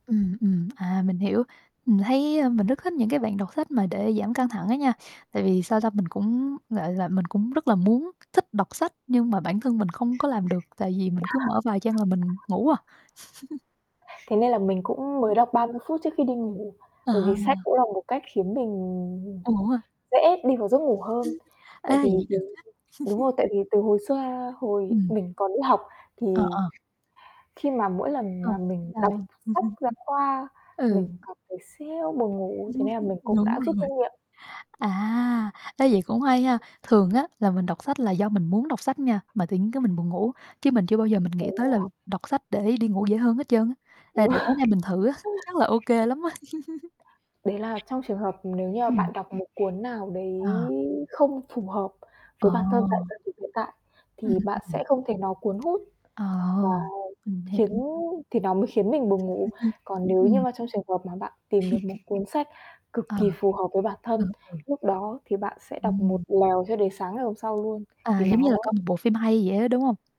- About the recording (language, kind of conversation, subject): Vietnamese, unstructured, Bạn thường làm gì khi cảm thấy căng thẳng?
- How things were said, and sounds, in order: tapping; other background noise; laugh; chuckle; distorted speech; chuckle; static; chuckle; laugh; laughing while speaking: "Đúng rồi"; laughing while speaking: "Đúng rồi"; laughing while speaking: "á"; laugh; chuckle; chuckle